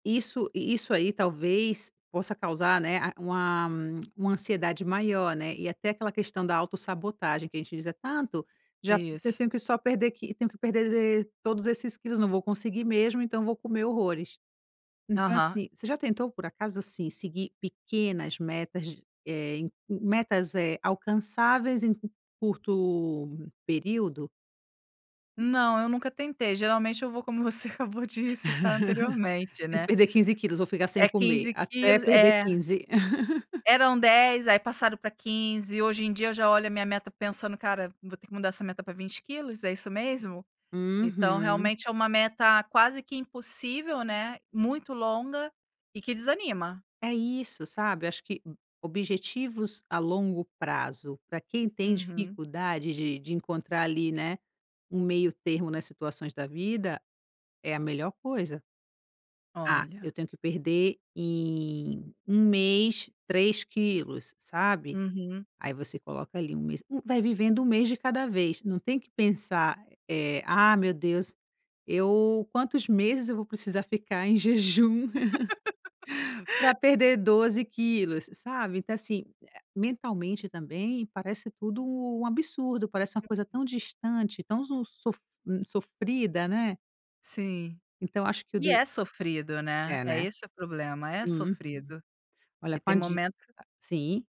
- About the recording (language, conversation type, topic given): Portuguese, advice, Como o perfeccionismo está atrasando o progresso das suas metas?
- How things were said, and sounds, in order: tongue click; other background noise; giggle; tapping; laugh; laugh